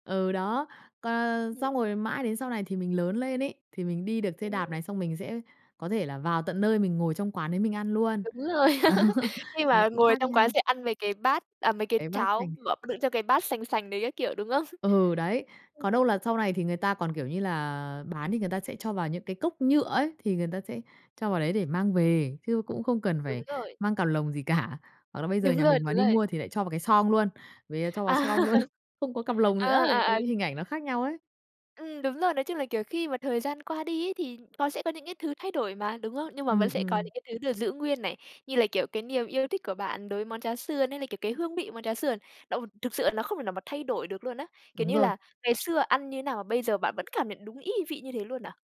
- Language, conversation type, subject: Vietnamese, podcast, Bạn có thể kể về một món ăn gắn liền với ký ức tuổi thơ của bạn không?
- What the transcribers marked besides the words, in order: tapping; laugh; laughing while speaking: "Đó"; laughing while speaking: "đúng không?"; laughing while speaking: "gì cả"; laughing while speaking: "Đúng rồi"; laughing while speaking: "À!"; laughing while speaking: "luôn"